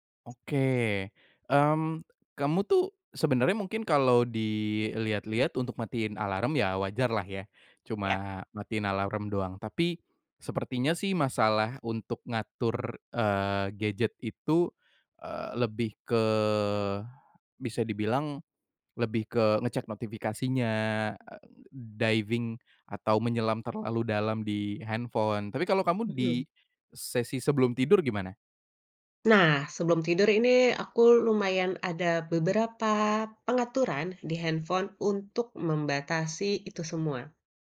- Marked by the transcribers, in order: other background noise; in English: "diving"
- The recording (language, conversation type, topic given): Indonesian, podcast, Bagaimana kamu mengatur penggunaan gawai sebelum tidur?